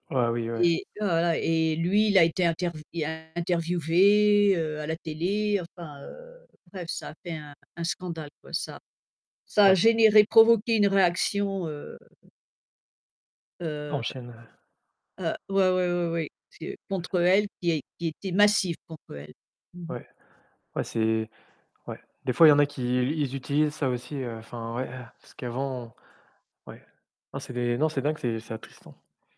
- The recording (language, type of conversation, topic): French, unstructured, Comment réagissez-vous lorsque vous êtes témoin d’un acte de racisme ?
- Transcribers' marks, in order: distorted speech; other background noise; tapping; stressed: "massive"